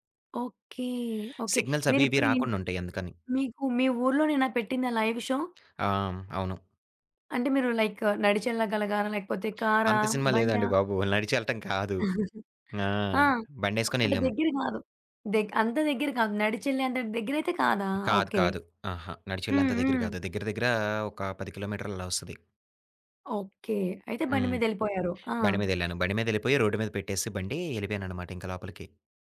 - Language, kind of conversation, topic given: Telugu, podcast, ప్రత్యక్ష కార్యక్రమానికి వెళ్లేందుకు మీరు చేసిన ప్రయాణం గురించి ఒక కథ చెప్పగలరా?
- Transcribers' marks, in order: in English: "సిగ్నల్స్"; in English: "షో?"; in English: "లైక్"; chuckle; other background noise; in English: "రోడ్"